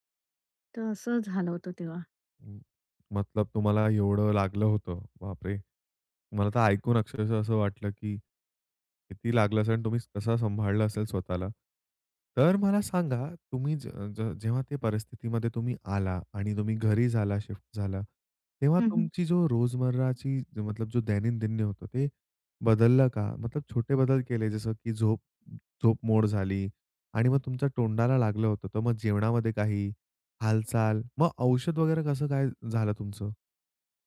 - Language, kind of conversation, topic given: Marathi, podcast, जखम किंवा आजारानंतर स्वतःची काळजी तुम्ही कशी घेता?
- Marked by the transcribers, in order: tapping